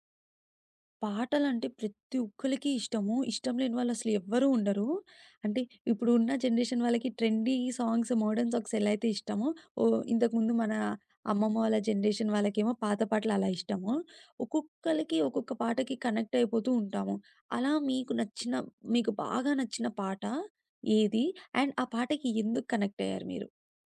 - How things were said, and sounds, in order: in English: "జనరేషన్"; in English: "ట్రెండీ సాంగ్స్ మోడర్న్ సాక్స్"; in English: "జనరేషన్"; in English: "కనెక్ట్"; in English: "అండ్"; in English: "కనెక్ట్"
- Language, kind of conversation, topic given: Telugu, podcast, సినిమా పాటల్లో నీకు అత్యంత నచ్చిన పాట ఏది?